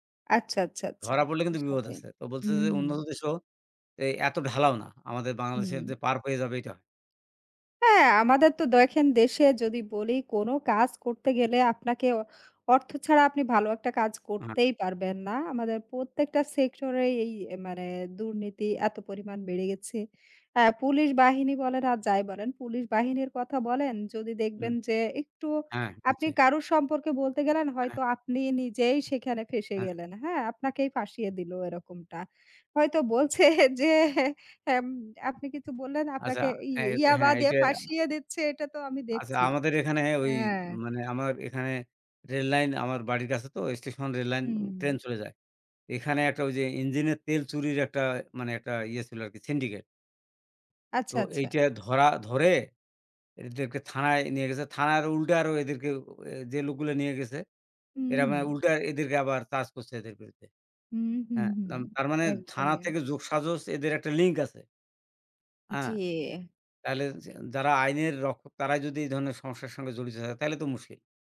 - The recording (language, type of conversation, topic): Bengali, unstructured, সমাজে বেআইনি কার্যকলাপ কেন বাড়ছে?
- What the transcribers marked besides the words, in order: "দেখেন" said as "দয়েখেন"; laughing while speaking: "বলছে যে"